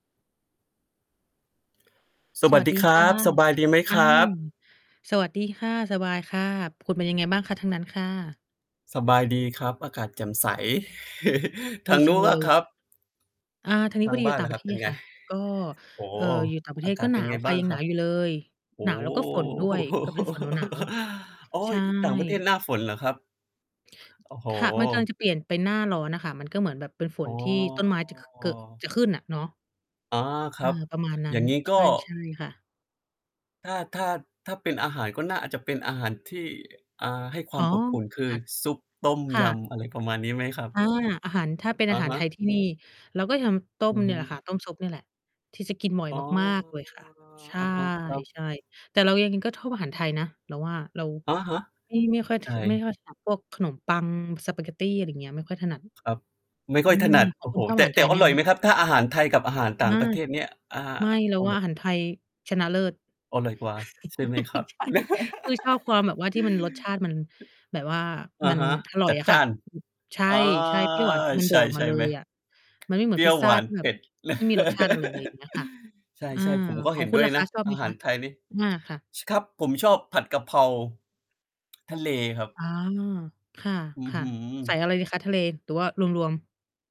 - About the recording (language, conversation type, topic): Thai, unstructured, อาหารของแต่ละภาคในประเทศไทยแตกต่างกันอย่างไร?
- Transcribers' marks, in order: static; chuckle; mechanical hum; laughing while speaking: "โอ้โฮ"; laugh; drawn out: "อ๋อ"; unintelligible speech; distorted speech; drawn out: "อ๋อ"; stressed: "มาก"; chuckle; laughing while speaking: "ใช่"; laugh; other noise; drawn out: "อา"; giggle